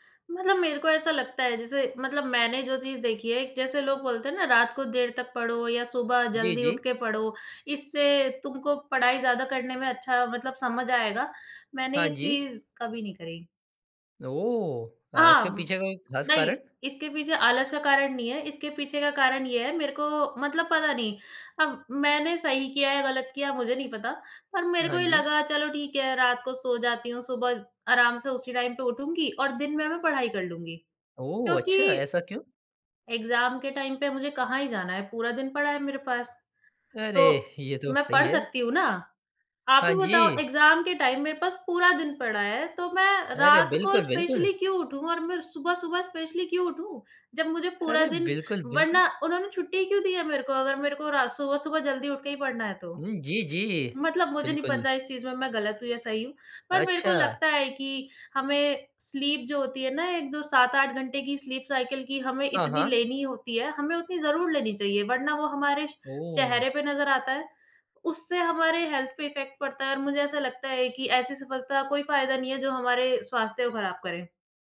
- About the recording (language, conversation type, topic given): Hindi, podcast, आप अपने आराम क्षेत्र से बाहर निकलकर नया कदम कैसे उठाते हैं?
- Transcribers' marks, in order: in English: "टाइम"; in English: "एग्ज़ाम"; in English: "टाइम"; in English: "एग्ज़ाम"; in English: "टाइम"; in English: "स्पेशली"; in English: "स्पेशली"; in English: "स्लीप"; in English: "स्लीप साइकिल"; in English: "हेल्थ"; in English: "इफेक्ट"